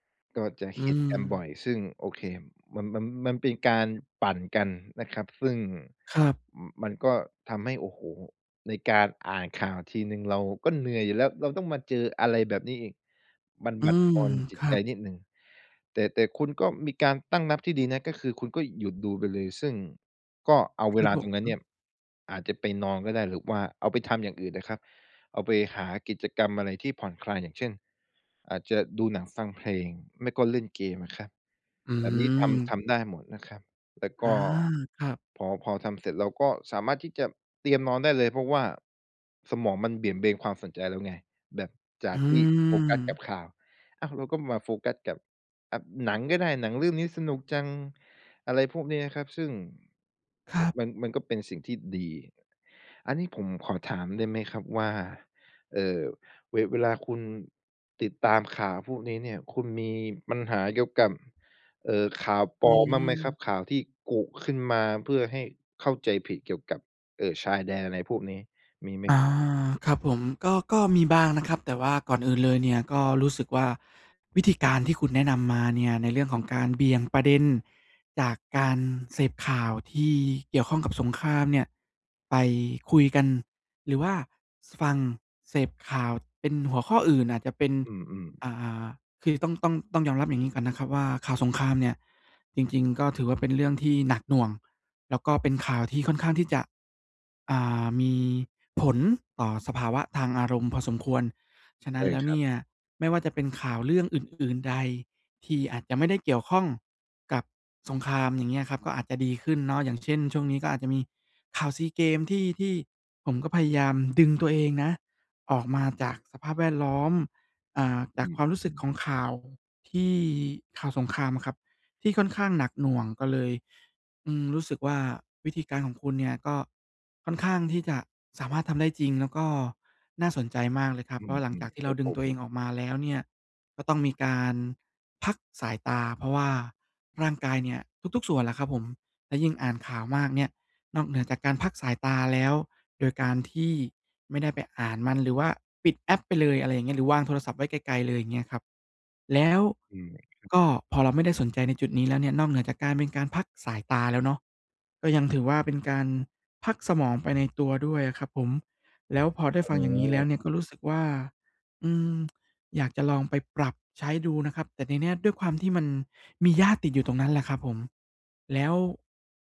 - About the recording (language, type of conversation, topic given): Thai, advice, ทำอย่างไรดีเมื่อรู้สึกเหนื่อยล้าจากการติดตามข่าวตลอดเวลาและเริ่มกังวลมาก?
- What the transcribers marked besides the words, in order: other noise; tapping